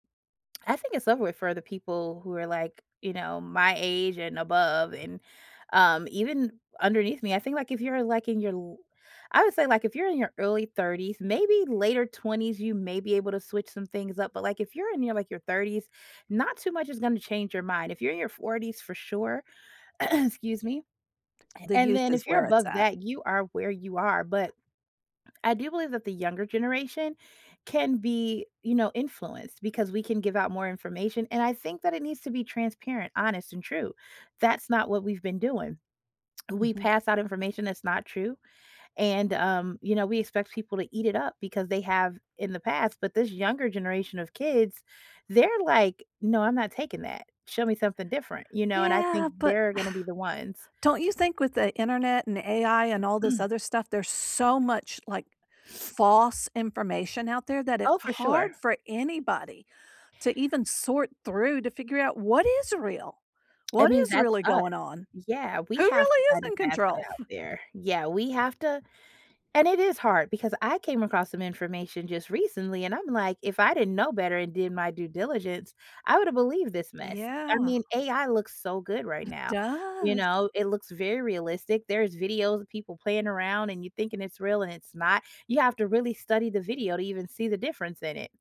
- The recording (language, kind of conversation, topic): English, unstructured, How does politics affect everyday life?
- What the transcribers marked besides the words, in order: throat clearing; scoff; throat clearing; other background noise; stressed: "so"; scoff